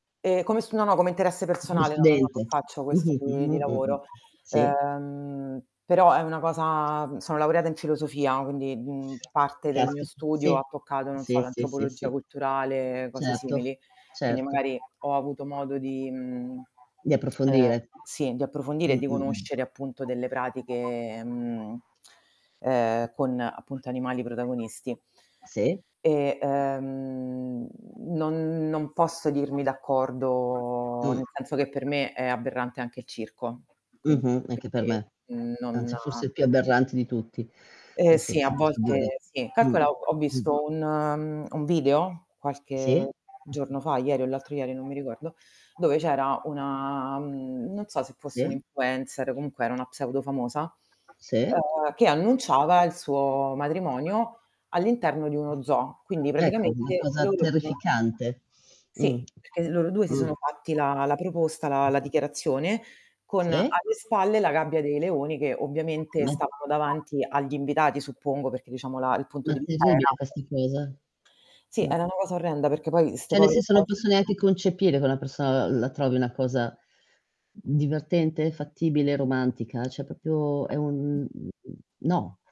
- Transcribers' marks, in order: static; tapping; drawn out: "Ehm"; background speech; mechanical hum; lip smack; drawn out: "ehm"; other background noise; drawn out: "d'accordo"; distorted speech; "Cioè" said as "ceh"; teeth sucking; other noise; "proprio" said as "propio"
- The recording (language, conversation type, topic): Italian, unstructured, Cosa pensi delle pratiche culturali che coinvolgono animali?